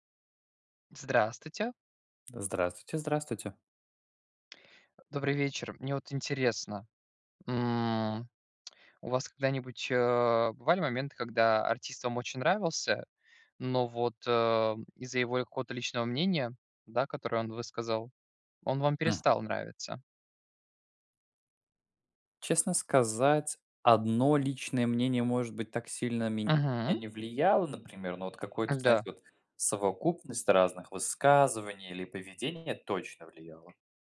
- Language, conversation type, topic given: Russian, unstructured, Стоит ли бойкотировать артиста из-за его личных убеждений?
- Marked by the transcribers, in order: other background noise; tapping